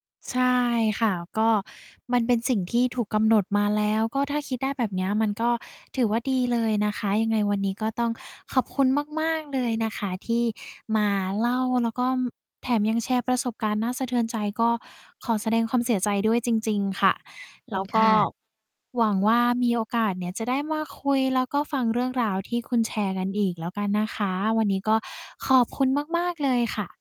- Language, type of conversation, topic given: Thai, podcast, คุณมองว่าการให้อภัยตัวเองคืออะไร และคุณทำอย่างไรถึงจะให้อภัยตัวเองได้?
- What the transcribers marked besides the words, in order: distorted speech